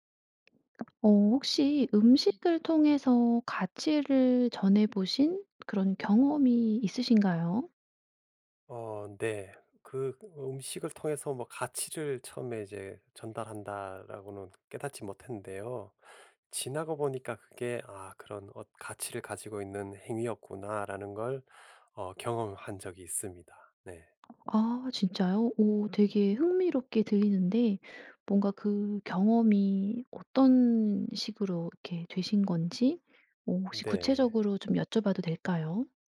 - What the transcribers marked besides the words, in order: other background noise
- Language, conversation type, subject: Korean, podcast, 음식을 통해 어떤 가치를 전달한 경험이 있으신가요?